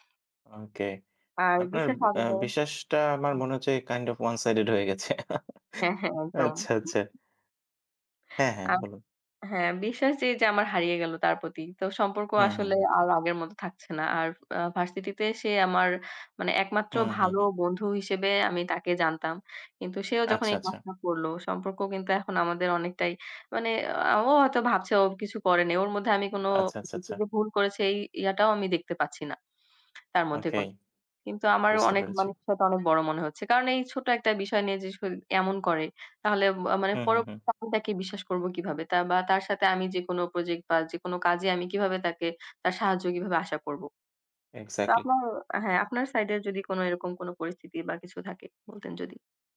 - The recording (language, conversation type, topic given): Bengali, unstructured, সম্পর্কে বিশ্বাস কেন এত গুরুত্বপূর্ণ বলে তুমি মনে করো?
- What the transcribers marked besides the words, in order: tapping; chuckle; other noise; other background noise